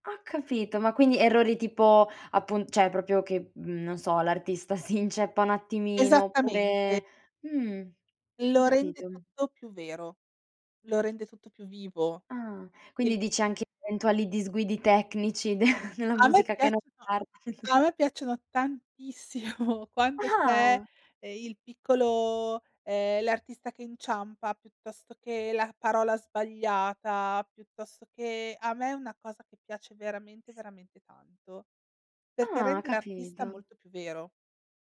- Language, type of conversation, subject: Italian, podcast, In che modo cambia una canzone ascoltata dal vivo rispetto alla versione registrata?
- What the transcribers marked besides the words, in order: "cioè" said as "ceh"; chuckle; other background noise; tapping; chuckle; stressed: "tantissimo"